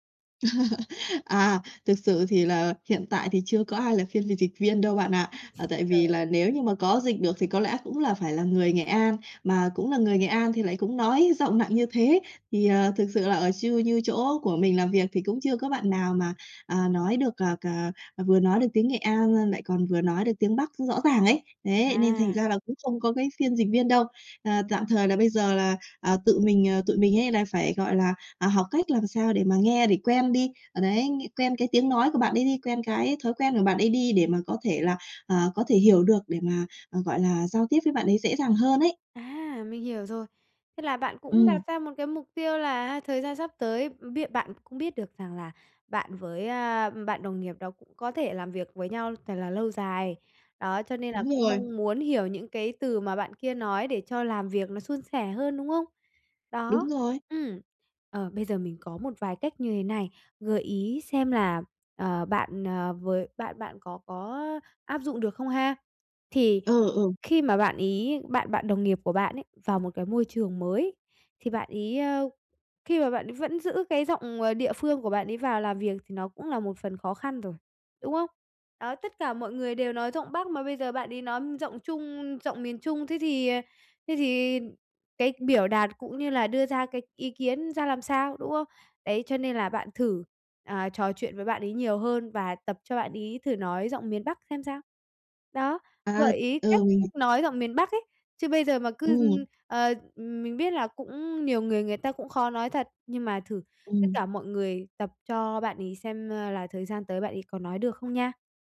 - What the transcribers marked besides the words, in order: laugh; other background noise; tapping
- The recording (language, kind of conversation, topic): Vietnamese, advice, Bạn gặp những khó khăn gì khi giao tiếp hằng ngày do rào cản ngôn ngữ?